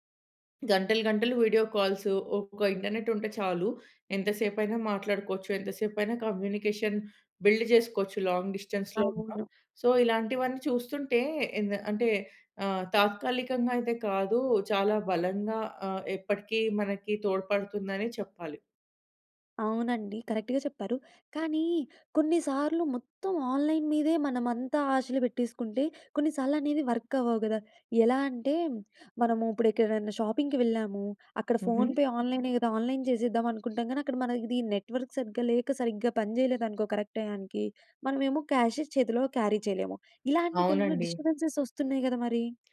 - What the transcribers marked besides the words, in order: in English: "వీడియో కాల్స్"; in English: "ఇంటర్నెట్"; in English: "కమ్యూనికేషన్ బిల్డ్"; in English: "లాంగ్ డిస్టెన్స్‌లో"; in English: "సో"; in English: "కరెక్ట్‌గా"; in English: "ఆన్‌లైన్"; in English: "వర్క్"; in English: "షాపింగ్‌కి"; in English: "ఫోన్‌పే ఆన్‌లైన్"; in English: "ఆన్‌లైన్"; in English: "నెట్వర్క్"; in English: "కరెక్ట్"; in English: "క్యారీ"; tapping; in English: "డిస్టర్బెన్సెస్"
- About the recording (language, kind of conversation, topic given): Telugu, podcast, ఆన్‌లైన్ మద్దతు దీర్ఘకాలంగా బలంగా నిలవగలదా, లేక అది తాత్కాలికమేనా?